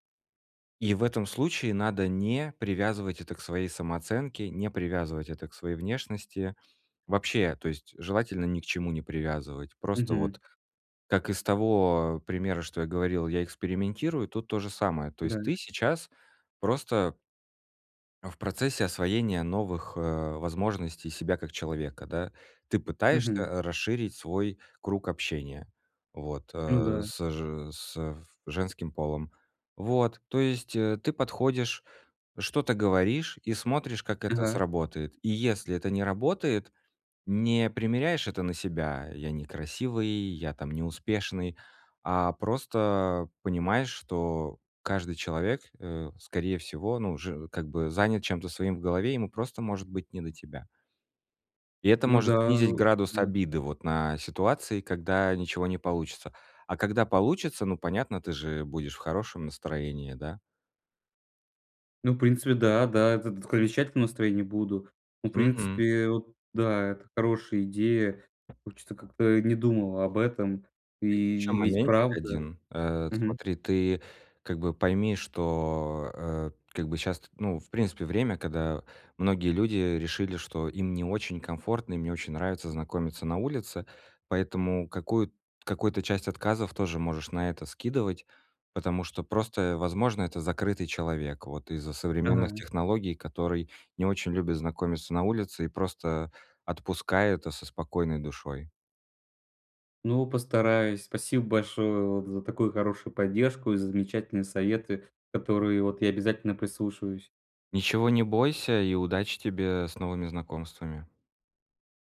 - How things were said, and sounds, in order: unintelligible speech; tapping; other background noise
- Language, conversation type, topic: Russian, advice, Как перестать бояться провала и начать больше рисковать?